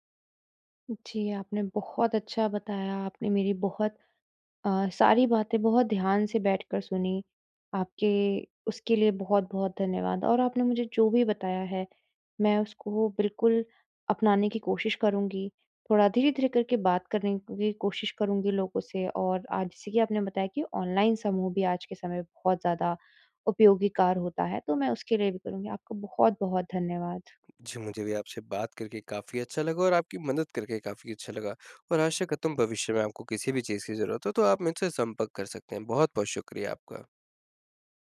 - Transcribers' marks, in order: tapping
- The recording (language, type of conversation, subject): Hindi, advice, नए शहर में दोस्त कैसे बनाएँ और अपना सामाजिक दायरा कैसे बढ़ाएँ?